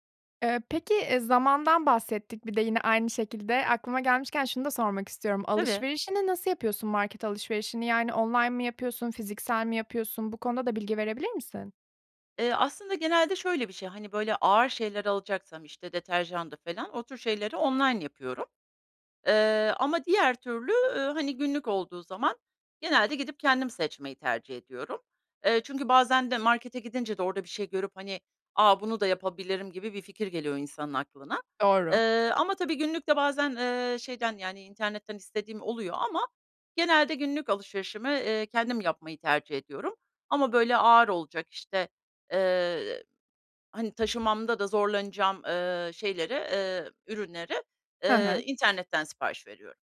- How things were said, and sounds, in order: other background noise
- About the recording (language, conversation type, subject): Turkish, advice, Motivasyon eksikliğiyle başa çıkıp sağlıklı beslenmek için yemek hazırlamayı nasıl planlayabilirim?